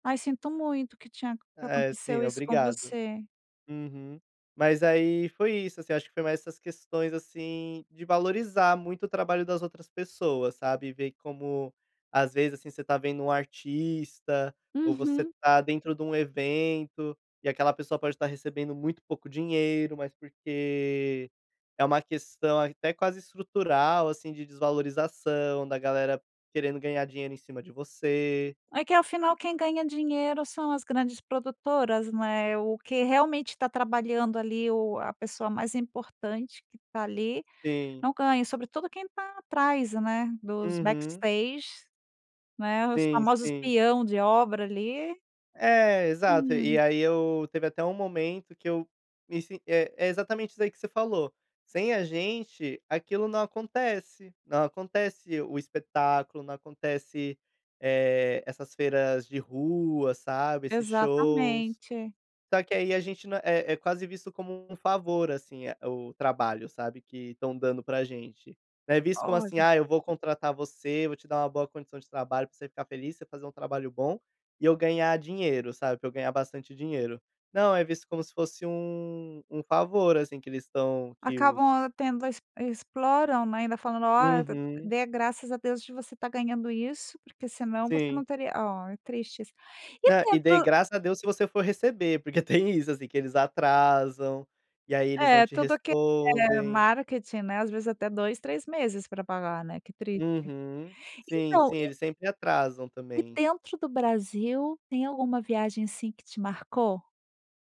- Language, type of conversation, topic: Portuguese, podcast, Qual viagem te marcou de verdade e por quê?
- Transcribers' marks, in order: in English: "backstages"; laughing while speaking: "tem isso, assim"